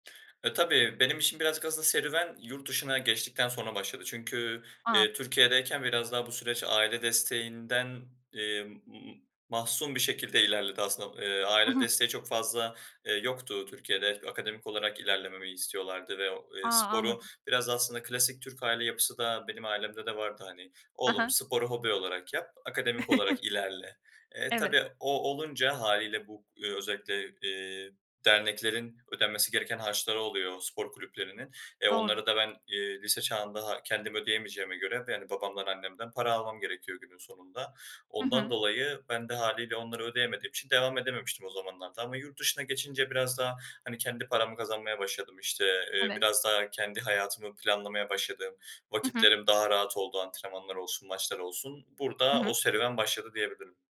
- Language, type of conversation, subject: Turkish, podcast, Hobiniz sizi kişisel olarak nasıl değiştirdi?
- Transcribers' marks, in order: chuckle